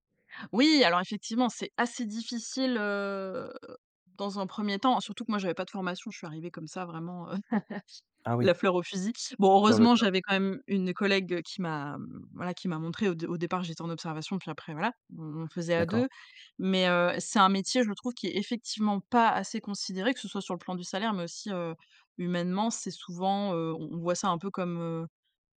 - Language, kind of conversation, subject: French, podcast, Comment est-ce qu’on aide un parent qui vieillit, selon toi ?
- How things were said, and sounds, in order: chuckle; stressed: "pas"